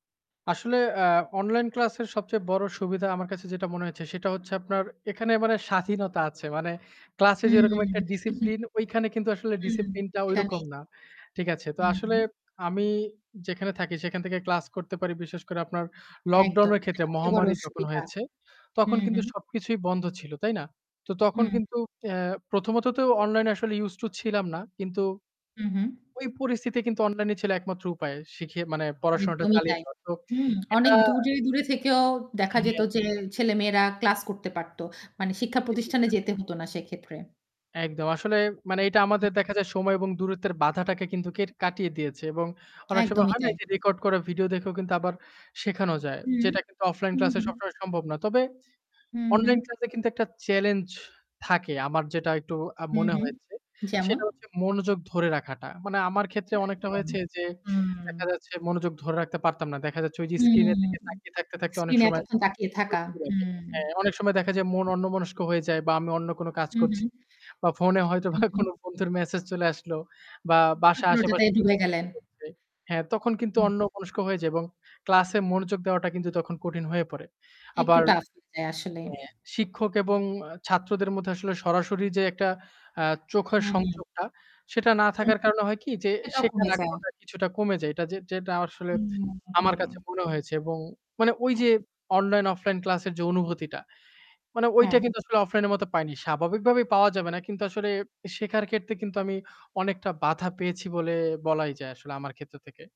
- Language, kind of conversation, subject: Bengali, podcast, তুমি অনলাইন ক্লাসকে অফলাইন ক্লাসের সঙ্গে কীভাবে তুলনা করো?
- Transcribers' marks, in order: static; laughing while speaking: "স্বাধীনতা আছে"; chuckle; in English: "lockdown"; distorted speech; in English: "used to"; other background noise; in English: "record"; in English: "challenge"; in English: "screen"; in English: "screen"; tapping; unintelligible speech; laughing while speaking: "ফোনে হয়তো বা কোনো বন্ধুর মেসেজ চলে আসলো"; unintelligible speech; in English: "tough"